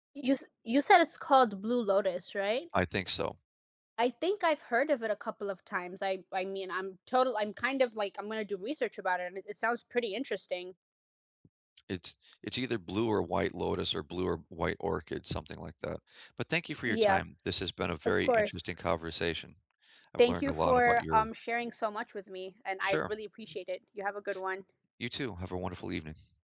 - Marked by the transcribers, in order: none
- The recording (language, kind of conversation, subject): English, unstructured, How do you pair drinks with meals when guests have different tastes?
- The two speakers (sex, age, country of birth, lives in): female, 25-29, United States, United States; male, 50-54, United States, United States